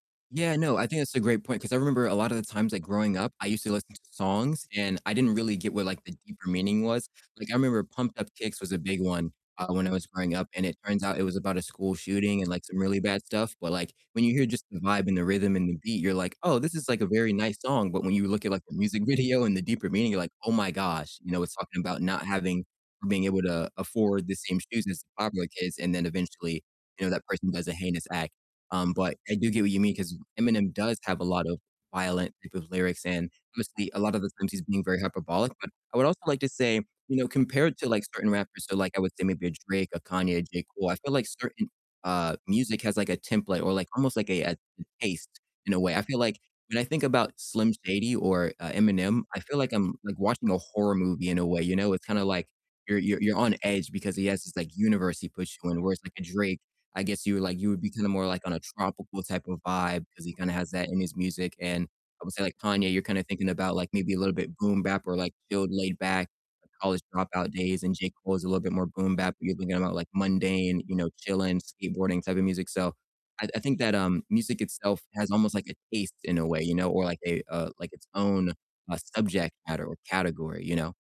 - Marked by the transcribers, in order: distorted speech; laughing while speaking: "video"
- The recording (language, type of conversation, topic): English, unstructured, What song matches your mood today, and why did you choose it?